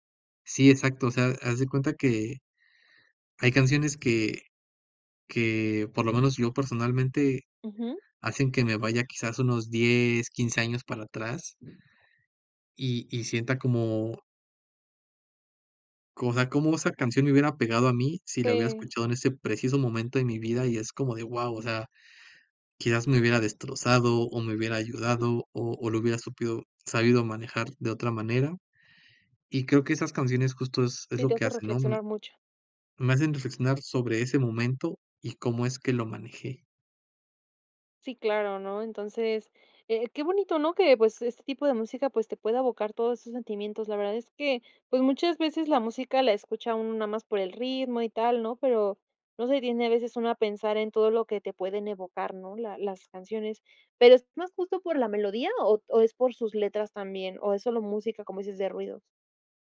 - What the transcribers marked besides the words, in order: tapping; unintelligible speech
- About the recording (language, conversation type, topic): Spanish, podcast, ¿Qué artista recomendarías a cualquiera sin dudar?